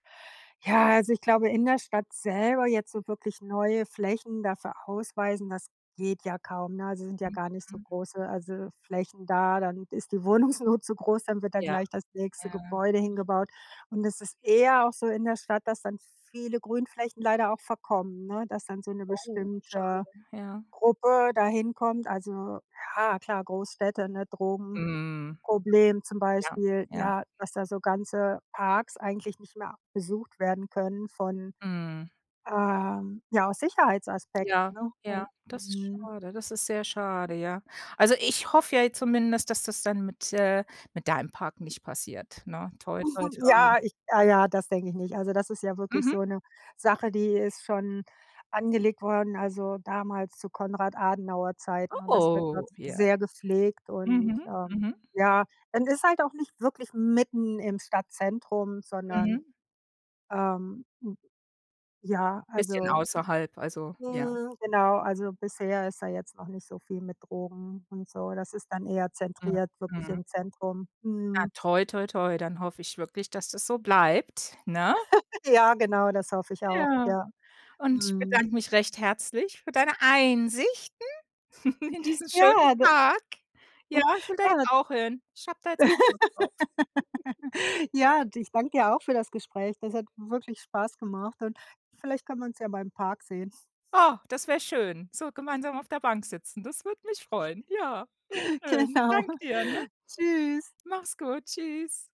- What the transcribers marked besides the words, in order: other background noise; chuckle; drawn out: "Oh"; giggle; stressed: "Einsichten"; chuckle; joyful: "in diesen schönen Tag"; chuckle; laugh; giggle; snort; joyful: "Ja, wäre schön. Danke dir, ne?"; laughing while speaking: "Genau"
- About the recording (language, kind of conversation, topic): German, podcast, Wie lässt sich Natur gut in einen vollen Stadtalltag integrieren?